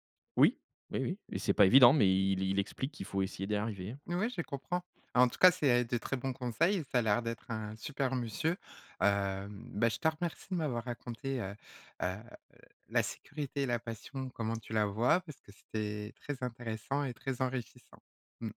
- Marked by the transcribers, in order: none
- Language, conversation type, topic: French, podcast, Comment choisis-tu honnêtement entre la sécurité et la passion ?